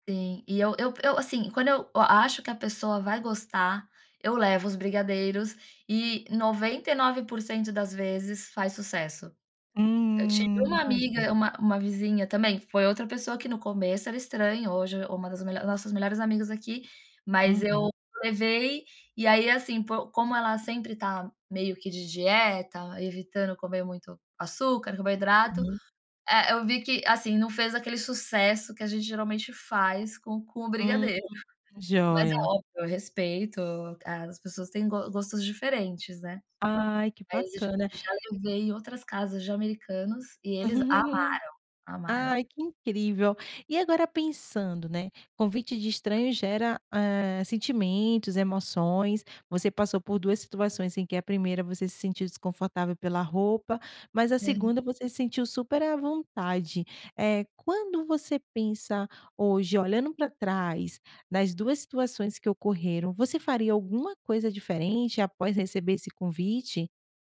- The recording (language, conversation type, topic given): Portuguese, podcast, Alguma vez foi convidado para comer na casa de um estranho?
- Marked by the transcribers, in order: giggle